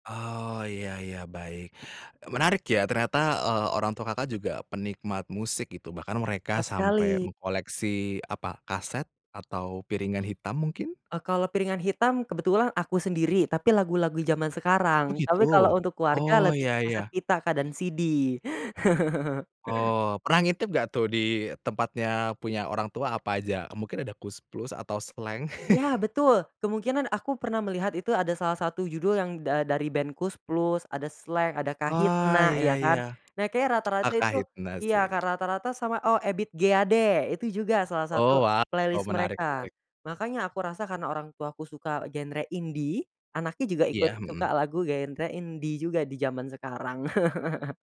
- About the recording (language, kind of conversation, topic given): Indonesian, podcast, Apa kenangan paling kuat yang kamu kaitkan dengan sebuah lagu?
- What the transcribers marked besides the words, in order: other background noise; chuckle; chuckle; tapping; in English: "playlist"; chuckle